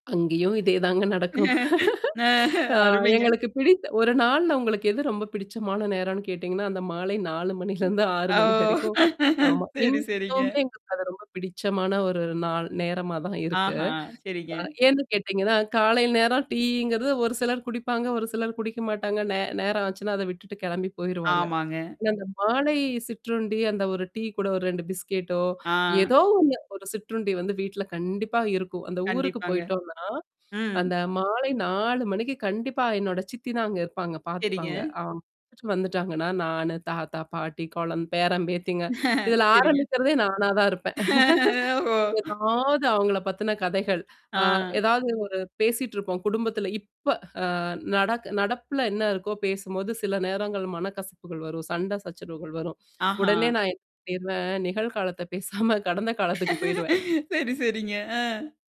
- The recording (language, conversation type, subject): Tamil, podcast, குடும்பக் கதைகளை உணவோடு எப்படி இணைக்கிறீர்கள்?
- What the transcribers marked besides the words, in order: laughing while speaking: "ஹ அருமைங்க"; laughing while speaking: "ஆ எங்களுக்குப் பிடித்"; laughing while speaking: "அந்த மாலை நாலு மணியிலிருந்து ஆறு மணி வரைக்கும். ஆமா"; other noise; laughing while speaking: "ஓ! சேரி, சேரிங்க"; distorted speech; unintelligible speech; in another language: "பிஸ்கேட்டோ"; inhale; unintelligible speech; laughing while speaking: "சேரிங்க"; inhale; laughing while speaking: "இதில ஆரம்பிக்கிறதே நானா தான் இருப்பேன்"; laughing while speaking: "ஓஹோ!"; drawn out: "ஏதாவது"; laughing while speaking: "பண்ணிடுவேன் நிகழ் காலத்தைப் பேசாம கடந்த காலத்திற்குப் போய்விடுவேன்"; laughing while speaking: "சரி, சரிங்க. ஆ"